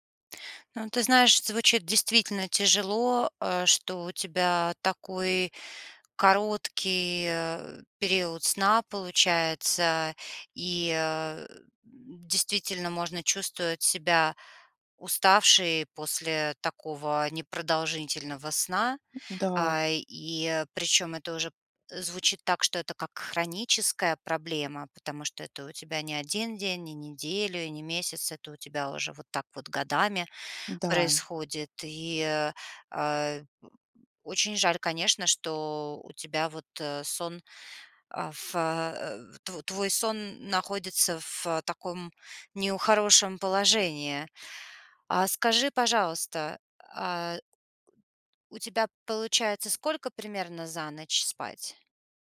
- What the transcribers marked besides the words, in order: none
- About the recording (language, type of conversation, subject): Russian, advice, Почему у меня нерегулярный сон: я ложусь в разное время и мало сплю?